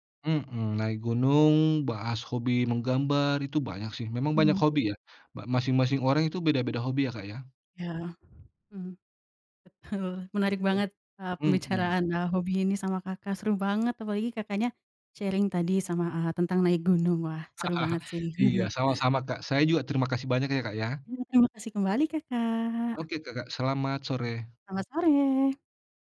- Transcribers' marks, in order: in English: "sharing"; chuckle; tapping
- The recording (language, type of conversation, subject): Indonesian, unstructured, Apa hobi yang paling sering kamu lakukan bersama teman?